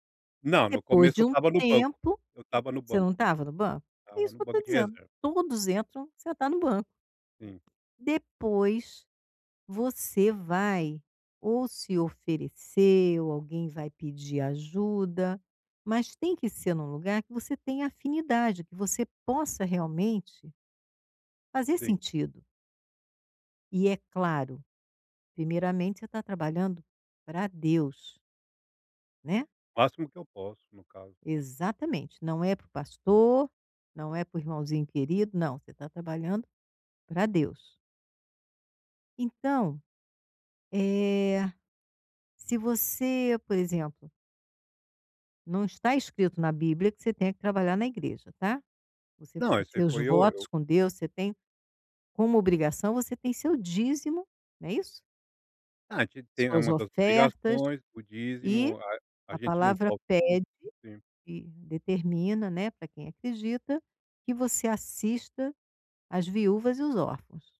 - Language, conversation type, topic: Portuguese, advice, Como posso lidar com a desaprovação dos outros em relação às minhas escolhas?
- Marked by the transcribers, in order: none